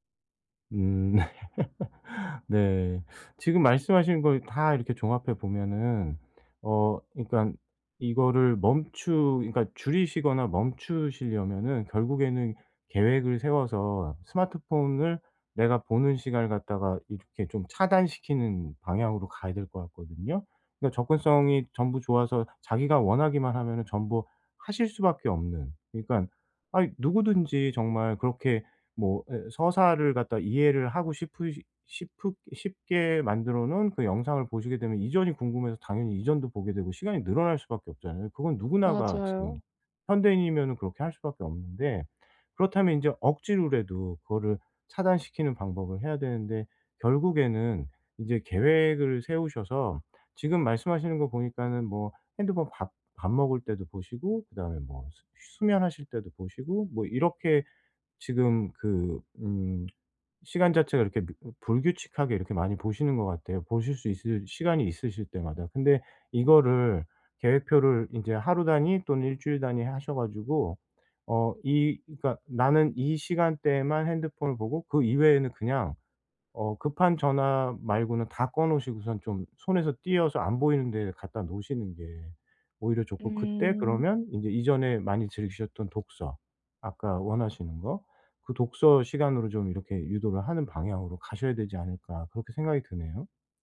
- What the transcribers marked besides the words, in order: laugh; tapping; other background noise
- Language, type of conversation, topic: Korean, advice, 미디어를 과하게 소비하는 습관을 줄이려면 어디서부터 시작하는 게 좋을까요?